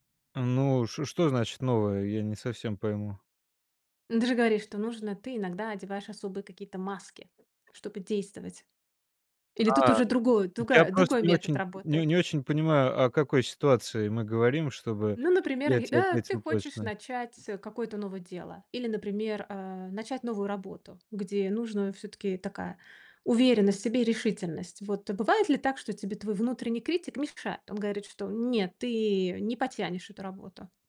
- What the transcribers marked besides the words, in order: none
- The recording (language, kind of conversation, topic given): Russian, podcast, Что вы делаете, чтобы отключить внутреннего критика?